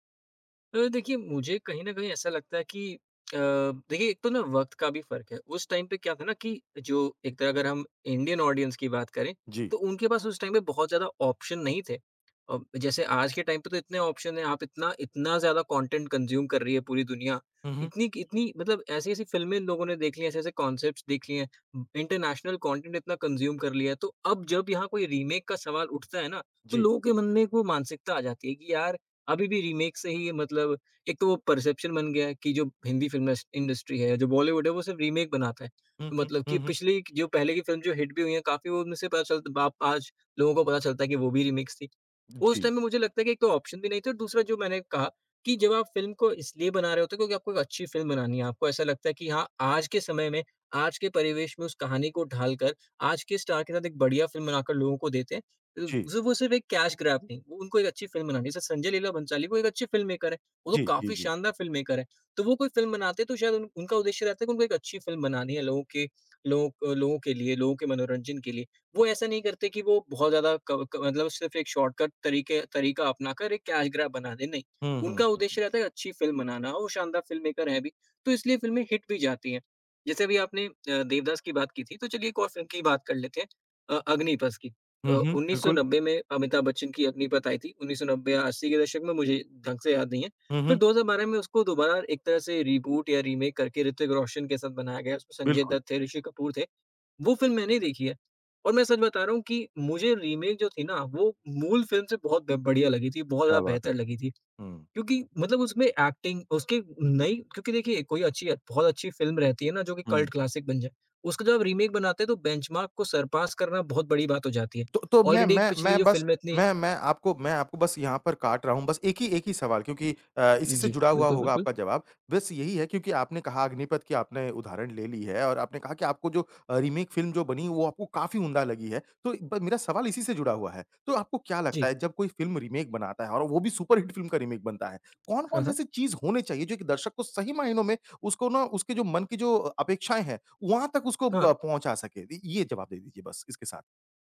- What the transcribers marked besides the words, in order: tapping; in English: "टाइम"; in English: "इंडियन ऑडियंस"; in English: "टाइम"; in English: "ऑप्शन"; in English: "टाइम"; in English: "ऑप्शन"; in English: "कंटेंट कंज़्यूम"; in English: "कांसेप्ट्स"; in English: "इंटरनेशनल कंटेंट"; in English: "कंज़्यूम"; in English: "रीमेक"; in English: "रीमेक"; in English: "परसेप्शन"; in English: "फ़िल्म इंडस्ट्री"; in English: "रीमेक"; in English: "हिट"; in English: "रिमिक्स"; in English: "टाइम"; in English: "ऑप्शन"; in English: "स्टार"; in English: "कैश ग्रैब"; in English: "फ़िल्ममेकर"; in English: "फ़िल्ममेकर"; in English: "शॉर्टकट"; in English: "कैश ग्रैब"; in English: "फ़िल्ममेकर"; in English: "हिट"; in English: "रीबूट"; in English: "रीमेक"; in English: "रीमेक"; other background noise; in English: "ऐक्टिंग"; in English: "कल्ट क्लासिक"; in English: "रीमेक"; in English: "बेंचमार्क"; in English: "सरपास"; in English: "ऑलरेडी"; in English: "रीमेक फ़िल्म"; in English: "फ़िल्म रीमेक"; in English: "सुपरहिट फ़िल्म"; in English: "रीमेक"
- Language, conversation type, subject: Hindi, podcast, क्या रीमेक मूल कृति से बेहतर हो सकते हैं?